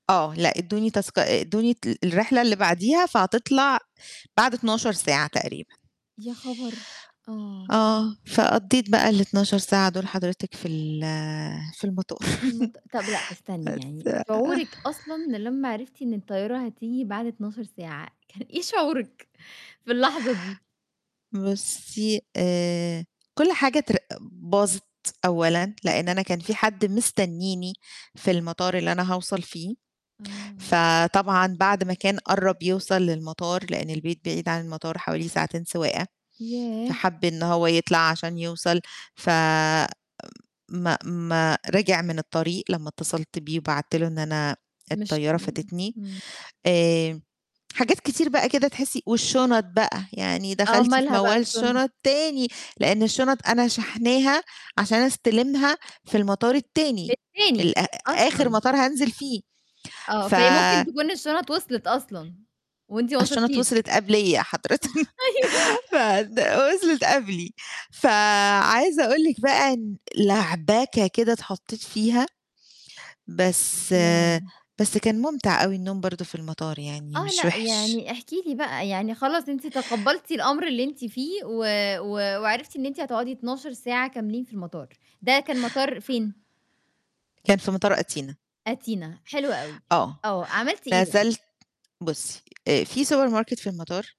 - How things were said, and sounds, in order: other background noise; laugh; other noise; laughing while speaking: "كان إيه شعورِك في اللحظة دي؟"; chuckle; distorted speech; laughing while speaking: "أيوه"; laughing while speaking: "حضرِتِك، ف د وصلِت قبلي"; tapping; in English: "سوبر ماركت"
- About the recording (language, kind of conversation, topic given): Arabic, podcast, احكيلي عن مرة اضطريت تبات في المطار؟